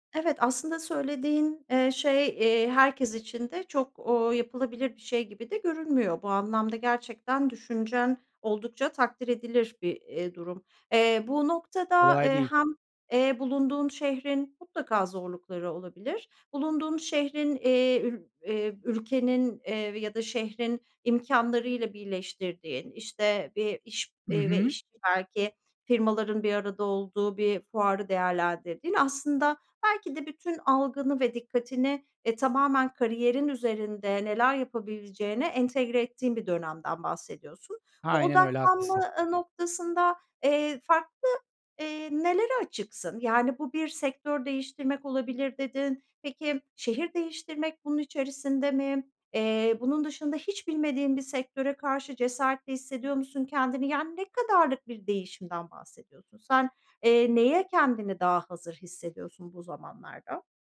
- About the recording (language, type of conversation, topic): Turkish, podcast, Kendini geliştirmek için neler yapıyorsun?
- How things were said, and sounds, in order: none